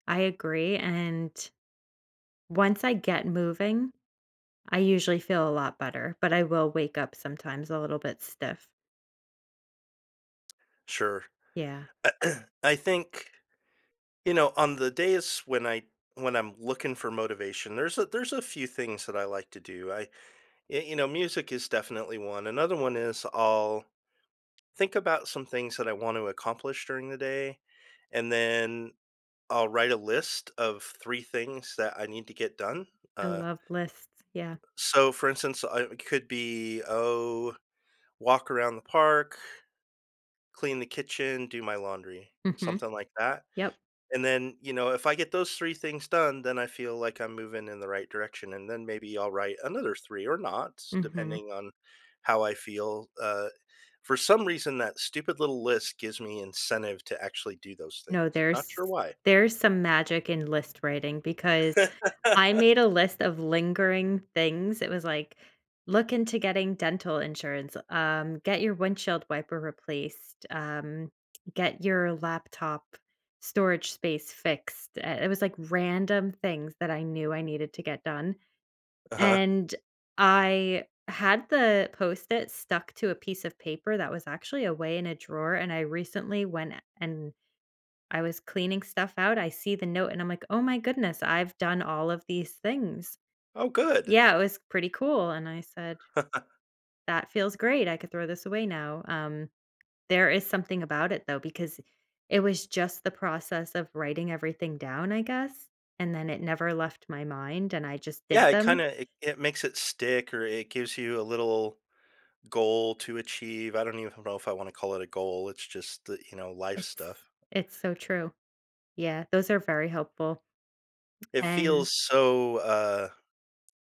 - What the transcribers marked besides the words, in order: throat clearing; tapping; laugh; other background noise; chuckle
- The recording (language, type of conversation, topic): English, unstructured, How can I motivate myself on days I have no energy?